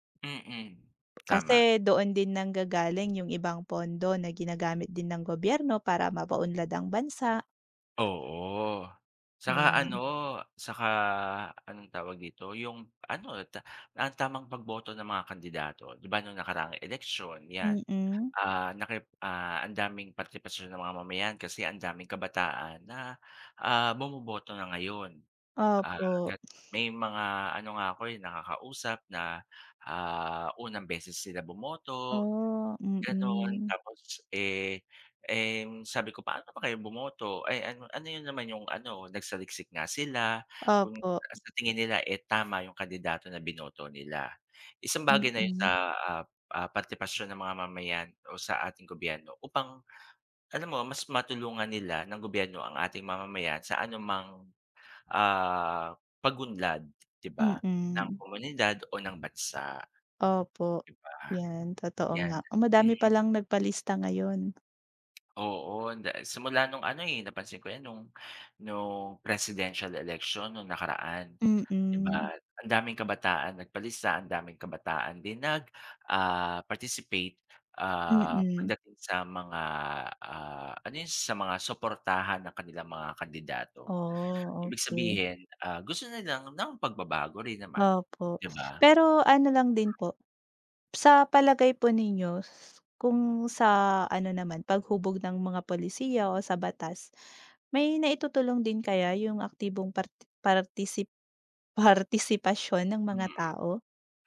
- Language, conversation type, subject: Filipino, unstructured, Bakit mahalaga ang pakikilahok ng mamamayan sa pamahalaan?
- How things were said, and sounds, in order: tongue click; tapping; background speech; sniff; other background noise; in another language: "presidential election"; laughing while speaking: "partisipasyon"